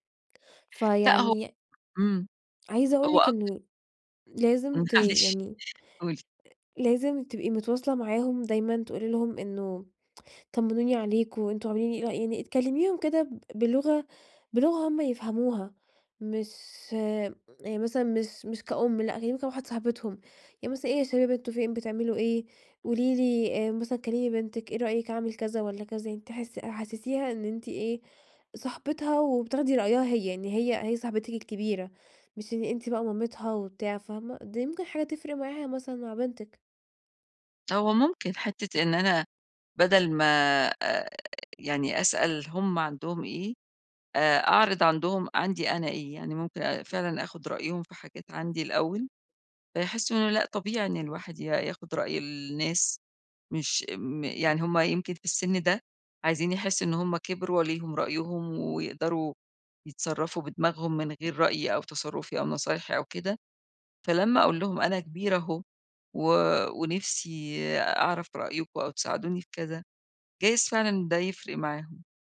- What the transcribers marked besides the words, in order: tapping; unintelligible speech; other background noise; laughing while speaking: "معلش"; tsk
- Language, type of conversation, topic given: Arabic, advice, إزاي أتعامل مع ضعف التواصل وسوء الفهم اللي بيتكرر؟